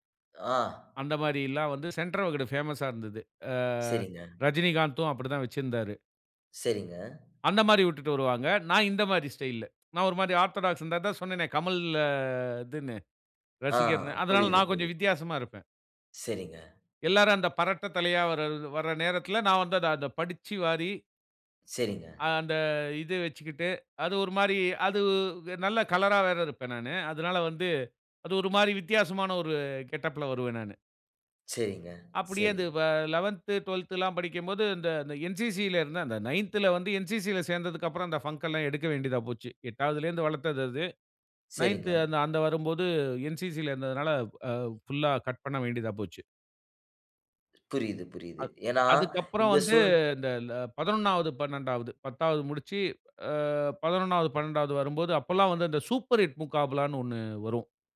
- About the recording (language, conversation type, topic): Tamil, podcast, தனித்துவமான ஒரு அடையாள தோற்றம் உருவாக்கினாயா? அதை எப்படி உருவாக்கினாய்?
- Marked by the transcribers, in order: in English: "சென்டர்"; in English: "ஆர்தோடக்ஸ்"; "இருந்ததா" said as "இந்தத"; in English: "கெட்டப்‌ல"; in English: "லெவந்த், ட்வெல்த்"; in English: "என்சிசில"; in English: "நைந்த்ல"; in English: "என்சிசி"; in English: "பங்க"; in English: "நைந்த்"; in English: "என்சிசி"; in English: "கட்"; other noise